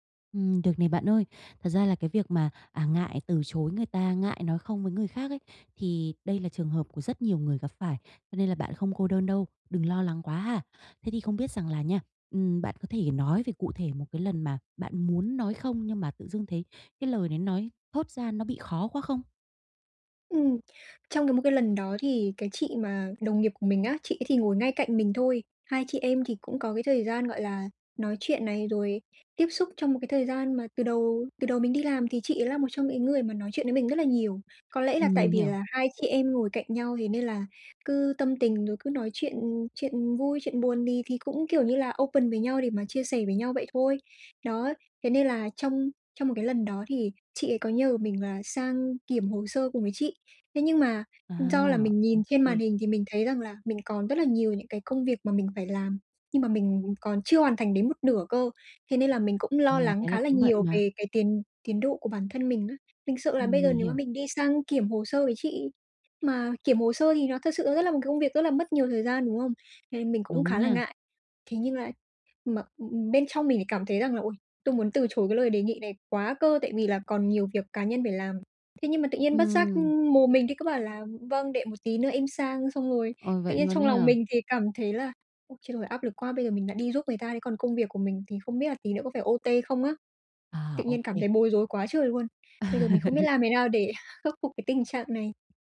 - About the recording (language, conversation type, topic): Vietnamese, advice, Làm sao để nói “không” mà không hối tiếc?
- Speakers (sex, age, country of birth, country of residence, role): female, 20-24, Vietnam, Vietnam, user; female, 30-34, Vietnam, Vietnam, advisor
- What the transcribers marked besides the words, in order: tapping; in English: "open"; in English: "O-T"; laugh; chuckle